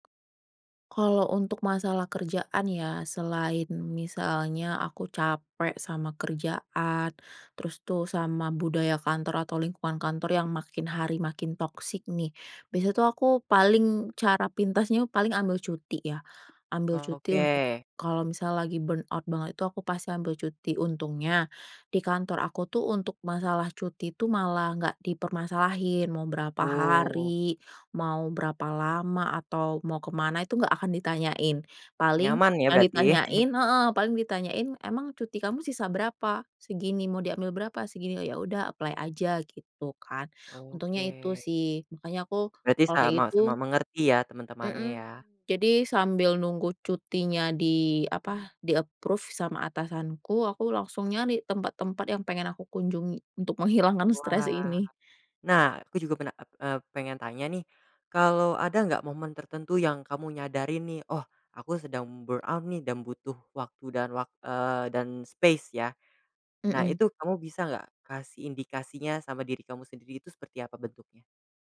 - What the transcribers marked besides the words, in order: tapping; in English: "burnout"; chuckle; in English: "apply"; in English: "di-approve"; other background noise; in English: "burnout"; in English: "space"
- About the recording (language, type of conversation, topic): Indonesian, podcast, Bagaimana cara kamu mengatasi kelelahan mental akibat pekerjaan?